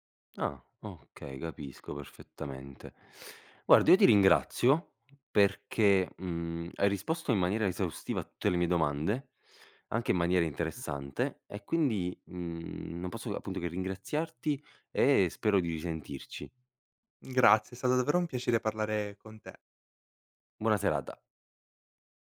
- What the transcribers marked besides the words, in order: other background noise
- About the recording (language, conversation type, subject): Italian, podcast, Che ambiente scegli per concentrarti: silenzio o rumore di fondo?